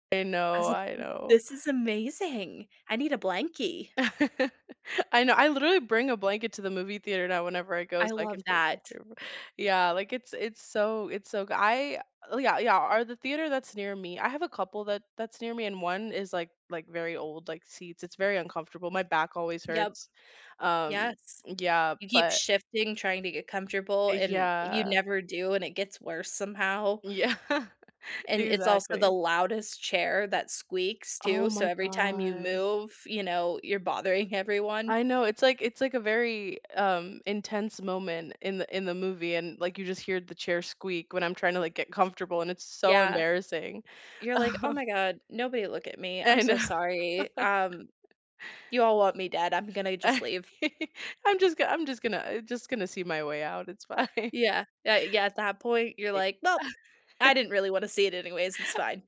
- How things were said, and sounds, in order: laugh; laughing while speaking: "Yeah"; other background noise; chuckle; laughing while speaking: "I know"; laugh; laugh; laughing while speaking: "fine"; laugh
- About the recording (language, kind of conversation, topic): English, unstructured, How do you decide between going to the movie theater and having a cozy movie night at home, and what makes each option feel special to you?